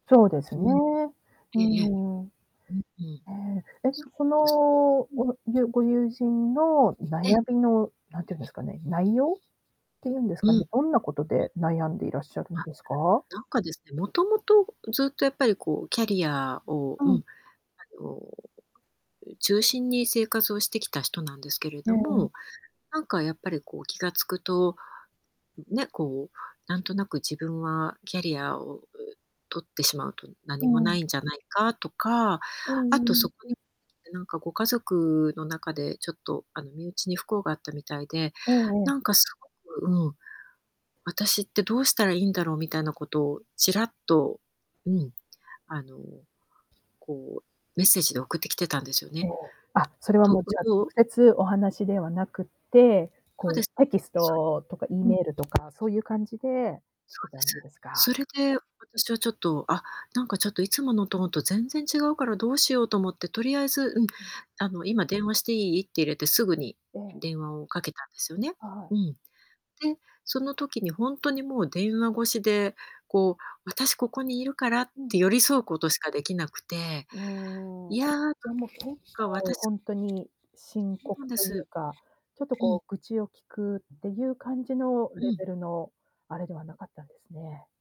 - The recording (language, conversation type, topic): Japanese, advice, 悩んでいる友人の話を上手に聞くにはどうすればよいですか？
- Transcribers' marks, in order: distorted speech; other background noise